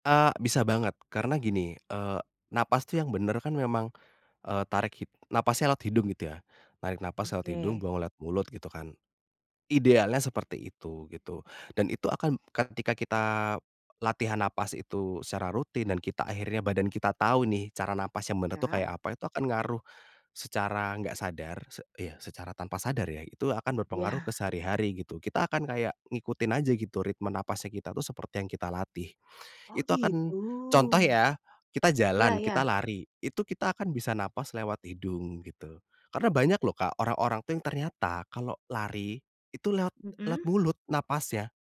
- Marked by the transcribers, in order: none
- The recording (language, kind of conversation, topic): Indonesian, podcast, Latihan pernapasan sederhana apa yang paling sering kamu gunakan?